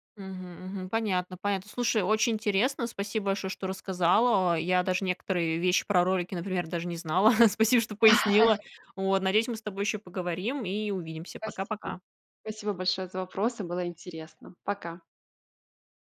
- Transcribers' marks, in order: chuckle
- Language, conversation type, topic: Russian, podcast, Что из ваших детских увлечений осталось с вами до сих пор?